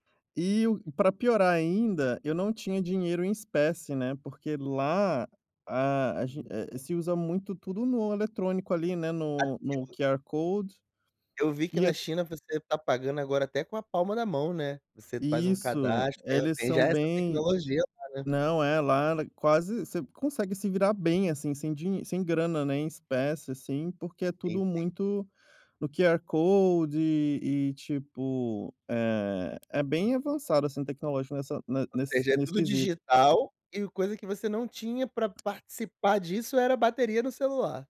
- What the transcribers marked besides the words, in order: unintelligible speech; unintelligible speech; tapping
- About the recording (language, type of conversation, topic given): Portuguese, podcast, Você já se perdeu numa viagem? Como conseguiu se encontrar?